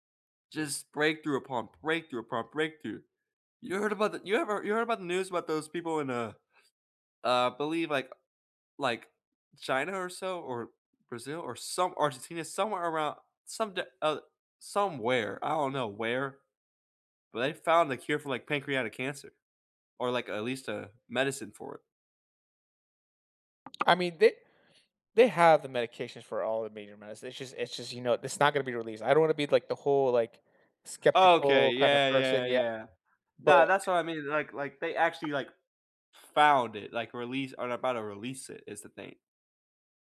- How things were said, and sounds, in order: tapping; other background noise
- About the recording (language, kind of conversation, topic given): English, unstructured, What scientific breakthrough surprised the world?